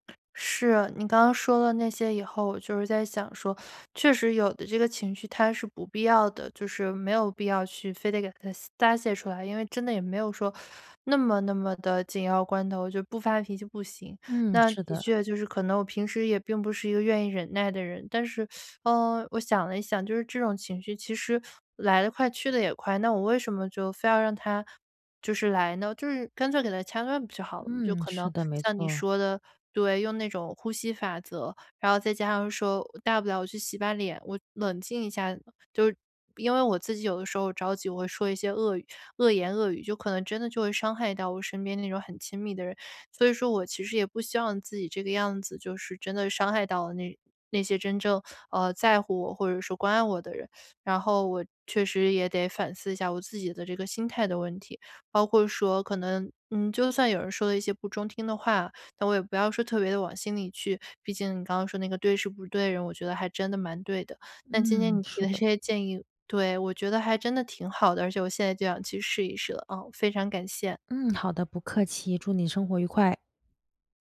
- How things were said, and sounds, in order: teeth sucking; teeth sucking
- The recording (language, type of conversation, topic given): Chinese, advice, 我情绪失控时，怎样才能立刻稳定下来？